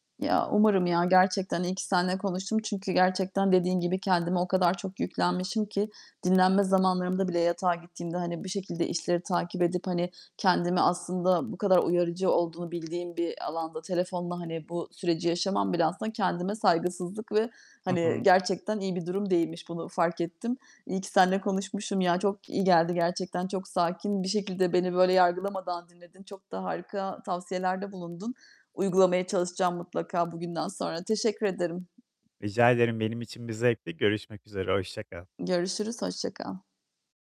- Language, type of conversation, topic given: Turkish, advice, Uzun çalışma seanslarında odaklanmayı nasıl koruyabilir ve yorgunluğu nasıl azaltabilirim?
- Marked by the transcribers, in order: static; distorted speech; other background noise